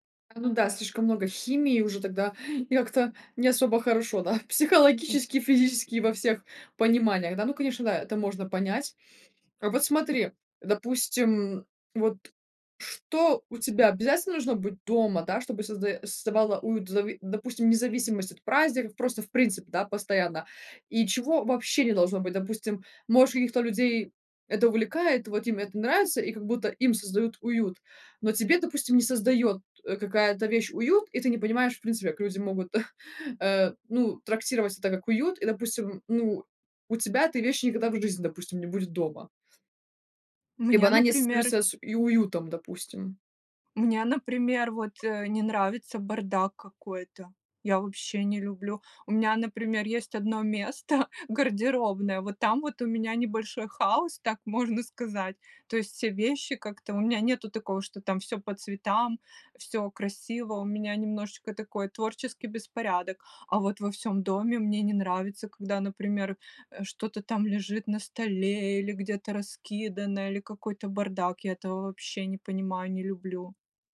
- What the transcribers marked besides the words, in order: chuckle; laughing while speaking: "место"
- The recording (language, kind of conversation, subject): Russian, podcast, Как ты создаёшь уютное личное пространство дома?